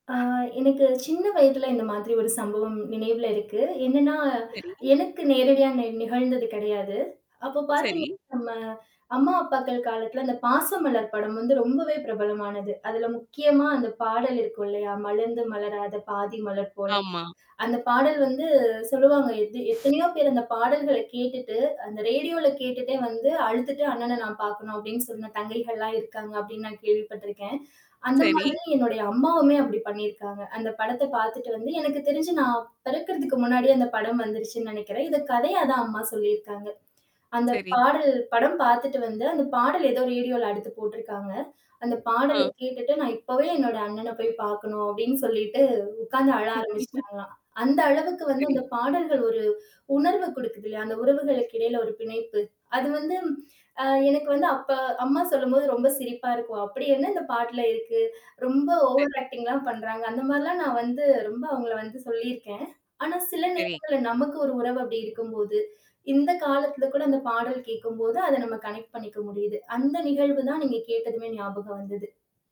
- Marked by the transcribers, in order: static; distorted speech; singing: "மலர்ந்து மலராத பாதி மலர் போல"; chuckle; in English: "ஓவர் ஆக்டிங்"; in English: "கனெக்ட்"
- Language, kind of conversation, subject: Tamil, podcast, பழைய பாடல்களை கேட்டாலே நினைவுகள் வந்துவிடுமா, அது எப்படி நடக்கிறது?